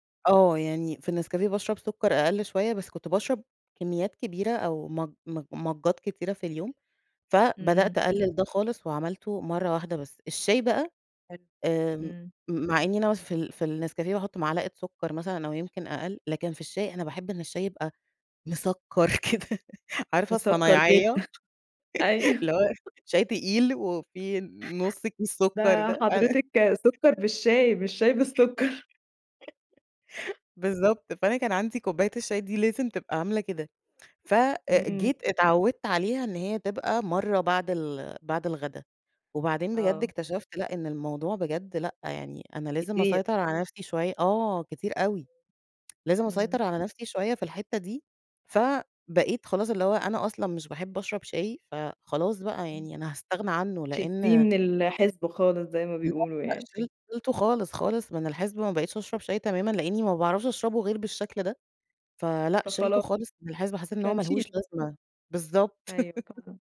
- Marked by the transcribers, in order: in English: "ماجات"; unintelligible speech; laughing while speaking: "أيوه"; laughing while speaking: "مِسكّر كده"; chuckle; other noise; chuckle; chuckle; tsk; laugh; unintelligible speech
- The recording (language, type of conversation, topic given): Arabic, podcast, إزاي بتوازن بين الأكل الصحي والخروجات مع الصحاب؟